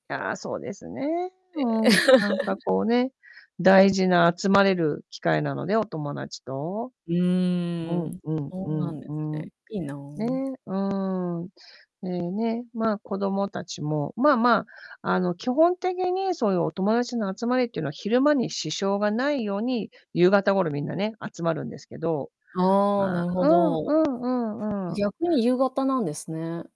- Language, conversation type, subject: Japanese, unstructured, 家族と友達、どちらと過ごす時間が好きですか？
- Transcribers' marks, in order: distorted speech; chuckle; other background noise